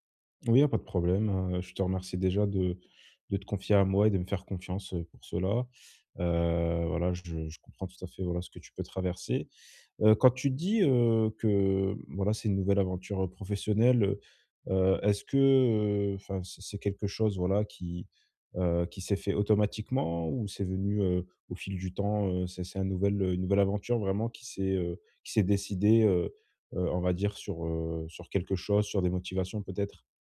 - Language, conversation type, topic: French, advice, Comment puis-je mieux séparer mon temps de travail de ma vie personnelle ?
- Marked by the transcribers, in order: other background noise; drawn out: "Heu"